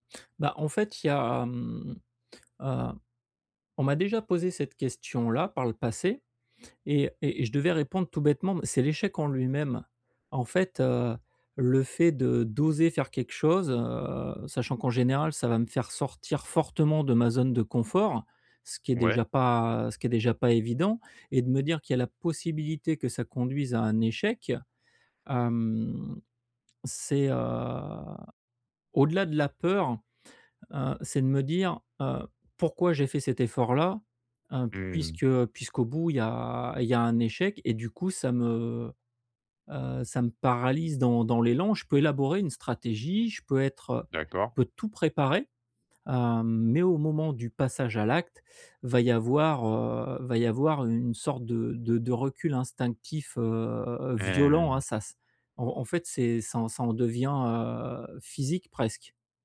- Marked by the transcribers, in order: drawn out: "heu"
- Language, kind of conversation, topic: French, advice, Comment puis-je essayer quelque chose malgré la peur d’échouer ?